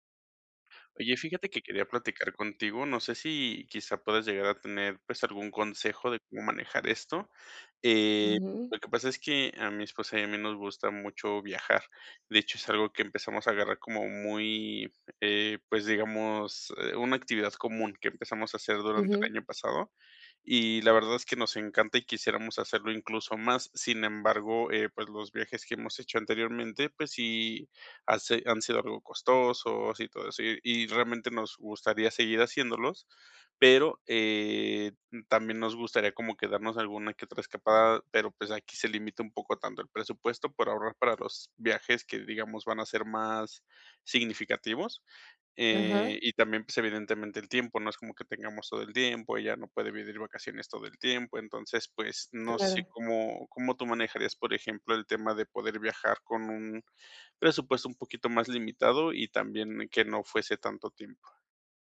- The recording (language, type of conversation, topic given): Spanish, advice, ¿Cómo puedo viajar más con poco dinero y poco tiempo?
- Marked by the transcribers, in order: other background noise; "pedir" said as "vidir"